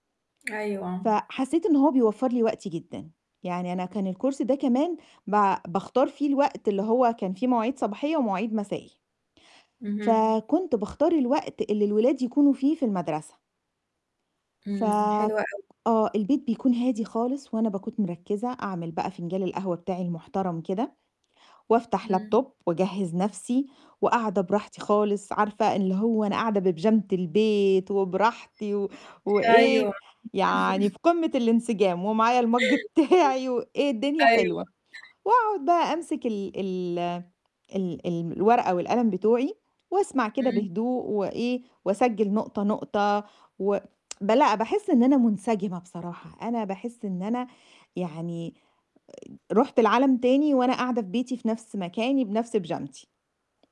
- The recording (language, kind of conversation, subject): Arabic, podcast, احكيلنا عن تجربتك في التعلّم أونلاين، كانت عاملة إيه؟
- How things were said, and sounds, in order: in English: "الCourse"; tapping; in English: "Laptop"; static; other background noise; chuckle; in English: "الMug"; laughing while speaking: "بتاعي"; tsk